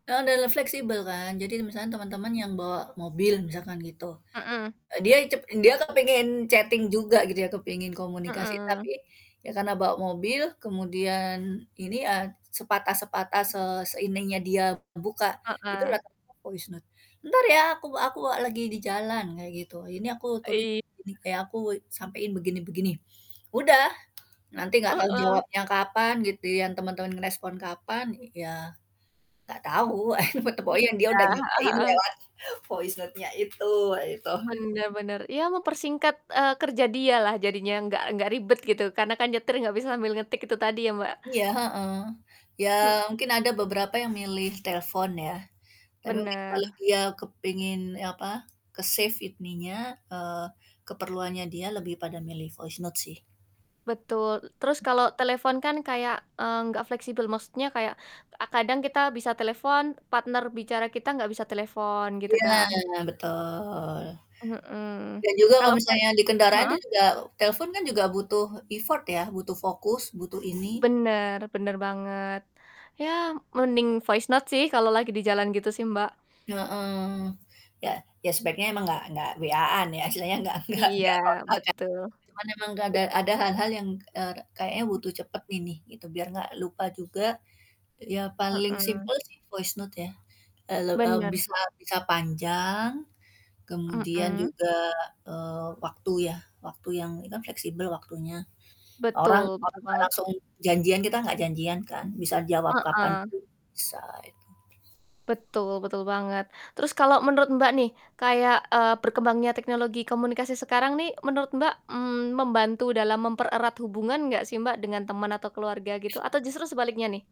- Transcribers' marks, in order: in English: "chatting"; distorted speech; in English: "voice note"; tapping; other background noise; static; chuckle; unintelligible speech; in English: "voice note"; in English: "save"; in English: "voice note"; drawn out: "betul"; in English: "effort"; in English: "voice note"; laughing while speaking: "nggak"; chuckle; in English: "voice note"; mechanical hum
- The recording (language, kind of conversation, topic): Indonesian, unstructured, Bagaimana teknologi mengubah cara kita berkomunikasi dalam kehidupan sehari-hari?